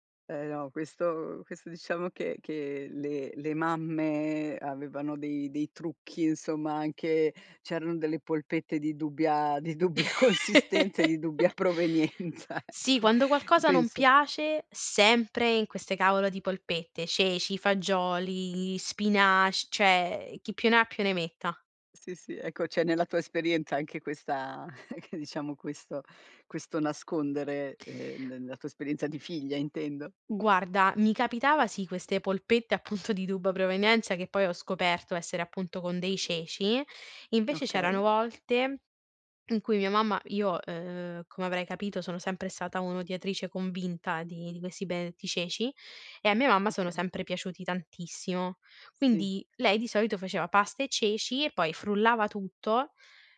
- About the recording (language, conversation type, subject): Italian, podcast, Come prepari piatti nutrienti e veloci per tutta la famiglia?
- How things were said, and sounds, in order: laughing while speaking: "dubbia"; laugh; laughing while speaking: "provenienza ecco"; "cioè" said as "ceh"; chuckle; laughing while speaking: "appunto"; "dubbia" said as "dubba"